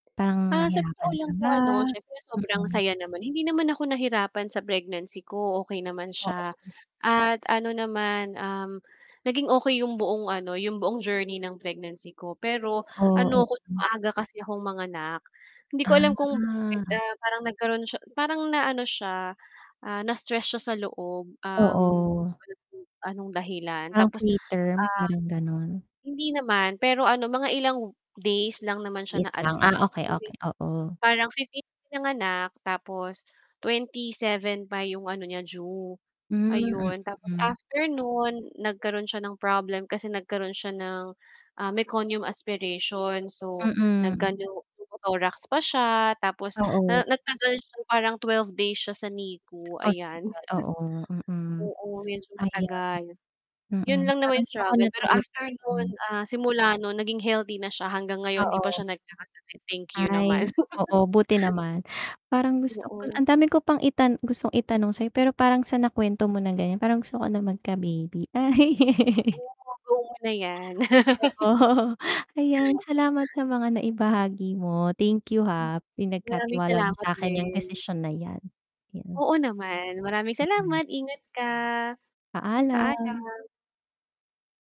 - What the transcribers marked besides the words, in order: distorted speech; drawn out: "Ah"; unintelligible speech; in English: "meconium aspiration"; in English: "pneumothorax"; tapping; chuckle; unintelligible speech; laugh; laughing while speaking: "Oo"; chuckle; other background noise
- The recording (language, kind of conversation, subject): Filipino, unstructured, Ano ang pinakamahirap na desisyong kinailangan mong gawin?